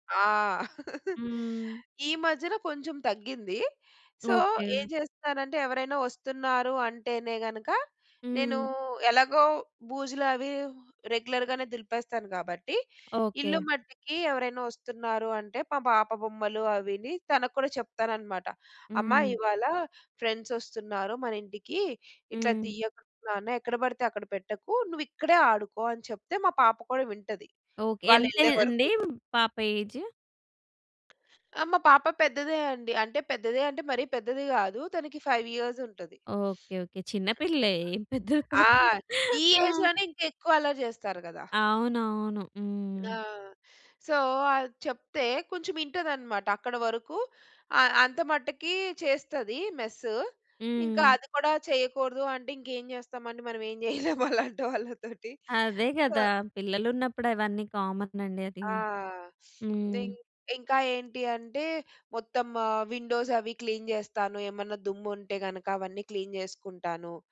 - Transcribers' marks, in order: laugh; in English: "సో"; in English: "రెగ్యులర్‌గనే"; in English: "ఫ్రెండ్స్"; in English: "ఏజ్?"; in English: "ఫైవ్ ఇయర్స్"; sniff; other noise; in English: "ఏజ్‌లోనే"; chuckle; in English: "సో"; laughing while speaking: "చెయ్యలేం అలాంటోళ్ళతోటి"; in English: "కామన్"; sniff; in English: "విండోస్"; in English: "క్లీన్"; in English: "క్లీన్"
- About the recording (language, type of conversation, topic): Telugu, podcast, అతిథులు వచ్చినప్పుడు ఇంటి సన్నాహకాలు ఎలా చేస్తారు?